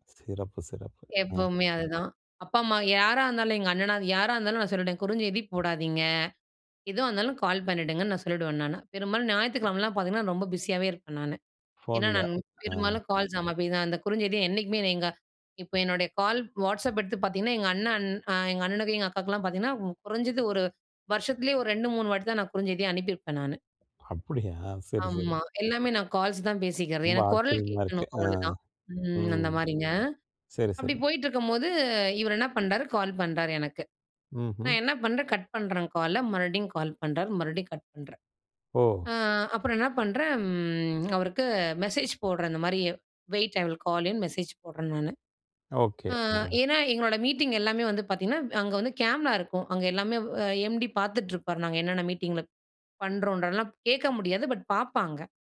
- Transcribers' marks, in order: other background noise; tapping; in English: "வெயிட்! ஐ வில் கால் யூன்னு"; in English: "மீட்டிங்"; in English: "மீட்டிங்கில"
- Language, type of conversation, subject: Tamil, podcast, உடனடியாகப் பதில் அளிக்க வேண்டாம் என்று நினைக்கும் போது நீங்கள் என்ன செய்கிறீர்கள்?